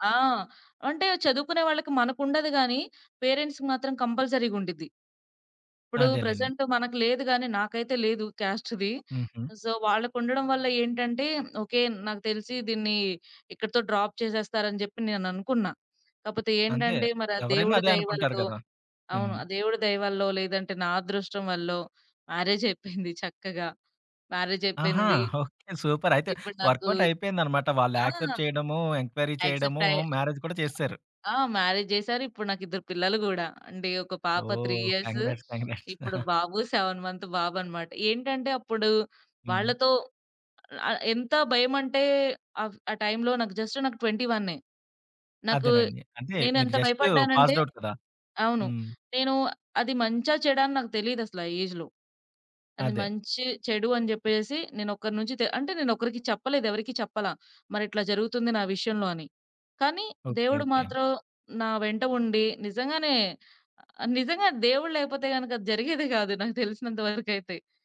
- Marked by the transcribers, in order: in English: "పేరెంట్స్‌కి"; in English: "ప్రెజెంట్"; in English: "క్యాస్ట్‌ది. సో"; in English: "డ్రాప్"; chuckle; in English: "సూపర్!"; in English: "మ్యారేజ్"; in English: "వర్క్‌ఔట్"; in English: "యాక్సెప్ట్"; in English: "ఎంక్వైరీ"; other background noise; in English: "మ్యారేజ్"; in English: "మ్యారేజ్"; in English: "అండ్"; in English: "త్రీ ఇయర్స్"; in English: "కంగ్రాట్స్. కంగ్రాట్స్"; chuckle; in English: "సెవెన్ మంత్"; in English: "టైమ్‌లో జస్ట్"; in English: "ట్వెంటీ వన్నె"; in English: "పాస్‌డ్ ఔట్"; in English: "ఏజ్‌లో"
- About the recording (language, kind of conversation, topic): Telugu, podcast, మీరు కుటుంబంతో ఎదుర్కొన్న సంఘటనల నుంచి నేర్చుకున్న మంచి పాఠాలు ఏమిటి?